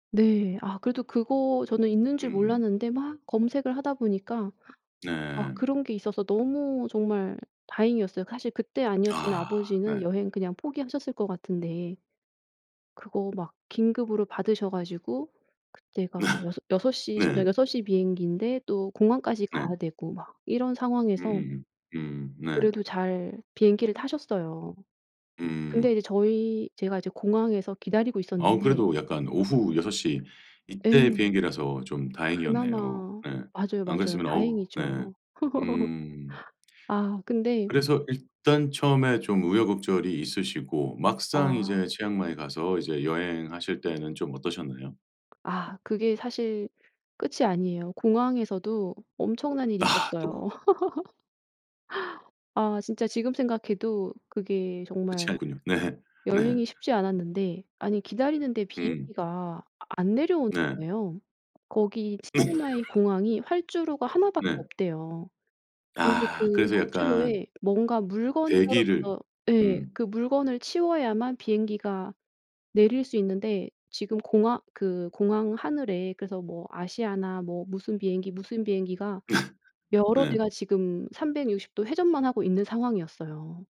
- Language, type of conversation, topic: Korean, podcast, 가족과 함께한 여행 중 가장 감동적으로 기억에 남는 곳은 어디인가요?
- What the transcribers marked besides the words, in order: laugh; other background noise; laugh; laughing while speaking: "네"; tapping; laugh; laugh